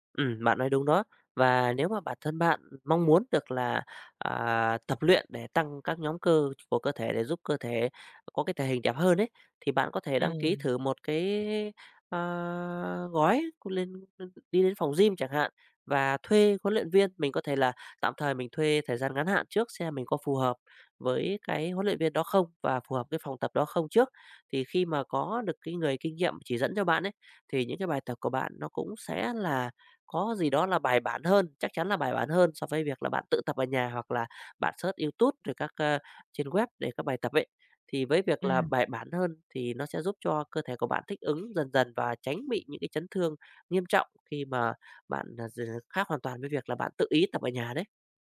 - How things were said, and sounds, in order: tapping; other background noise; in English: "search"
- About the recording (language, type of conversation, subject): Vietnamese, advice, Vì sao tôi không hồi phục sau những buổi tập nặng và tôi nên làm gì?
- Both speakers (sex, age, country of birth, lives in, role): male, 20-24, Vietnam, Vietnam, user; male, 35-39, Vietnam, Vietnam, advisor